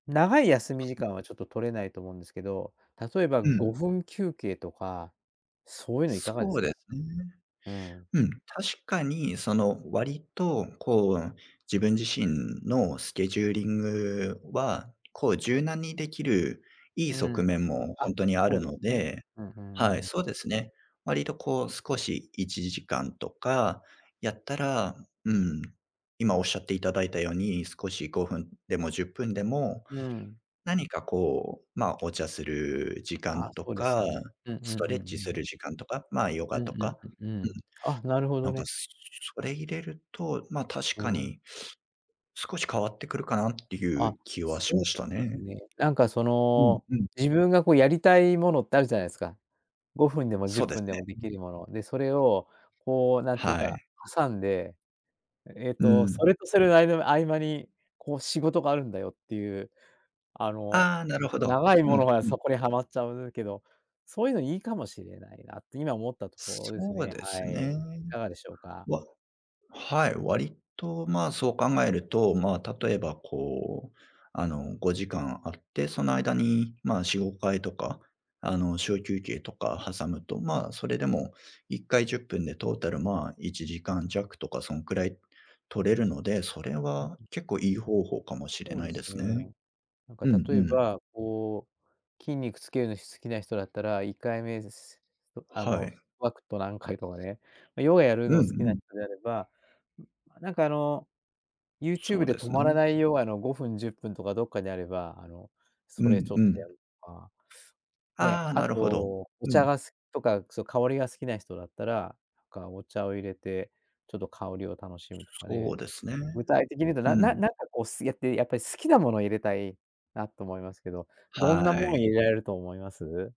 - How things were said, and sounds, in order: tapping; sniff; "スクワット" said as "ワクト"; other noise
- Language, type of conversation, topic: Japanese, advice, 休む時間が取れず燃え尽きそうなのですが、どうすればいいですか？